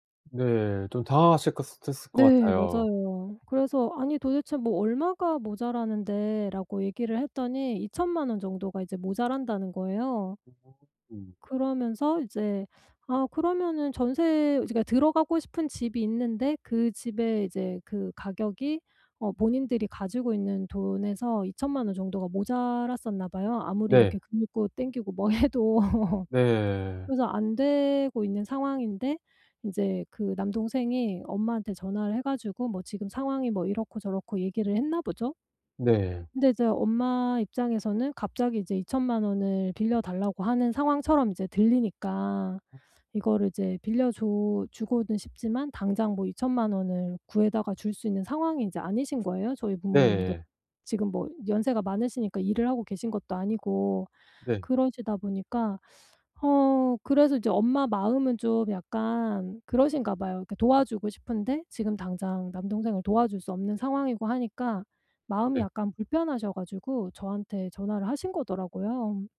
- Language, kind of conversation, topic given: Korean, advice, 친구나 가족이 갑자기 돈을 빌려달라고 할 때 어떻게 정중하면서도 단호하게 거절할 수 있나요?
- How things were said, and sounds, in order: other background noise; laughing while speaking: "해도"; laugh; tapping